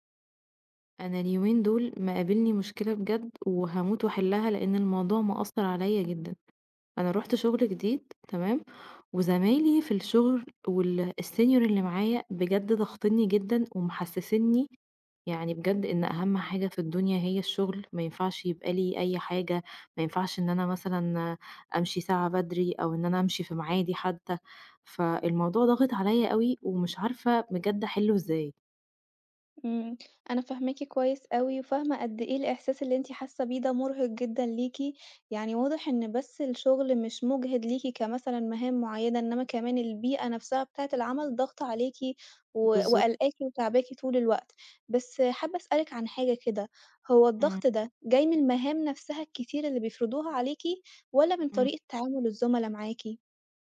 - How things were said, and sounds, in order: in English: "الsenior"; tapping
- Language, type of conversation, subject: Arabic, advice, إزاي أتعامل مع ضغط الإدارة والزمايل المستمر اللي مسببلي إرهاق نفسي؟